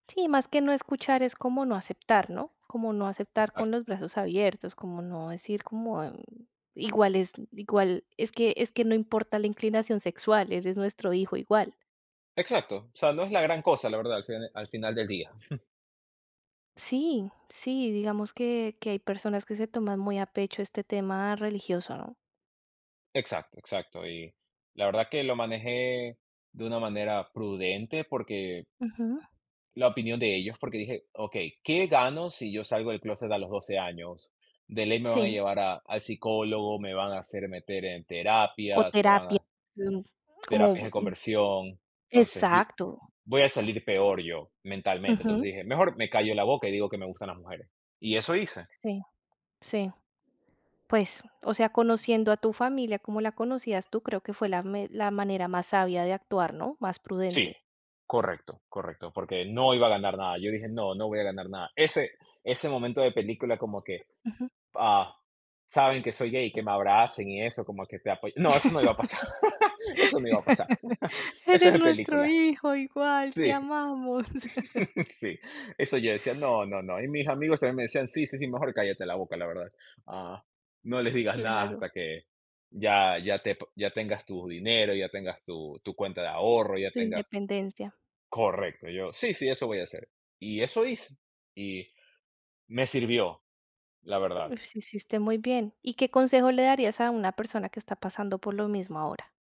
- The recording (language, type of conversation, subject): Spanish, podcast, ¿Cómo manejaste las opiniones de tus amigos y tu familia cuando hiciste un cambio importante?
- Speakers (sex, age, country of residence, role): female, 35-39, Italy, host; male, 25-29, United States, guest
- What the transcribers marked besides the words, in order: unintelligible speech; tapping; other background noise; laugh; laughing while speaking: "pasar"; chuckle